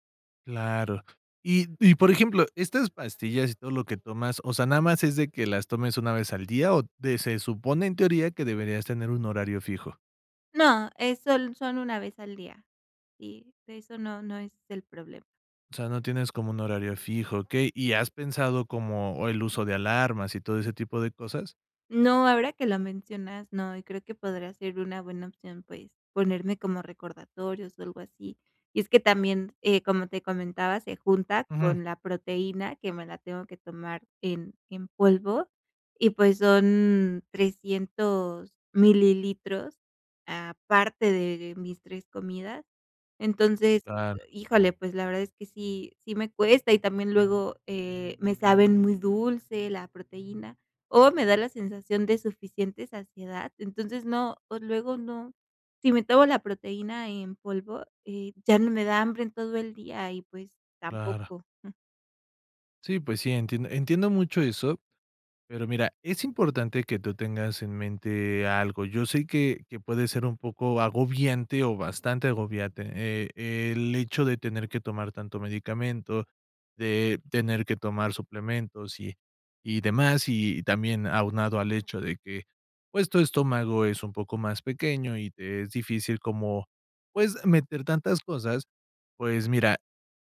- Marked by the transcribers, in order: other noise
- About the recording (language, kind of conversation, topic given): Spanish, advice, ¿Por qué a veces olvidas o no eres constante al tomar tus medicamentos o suplementos?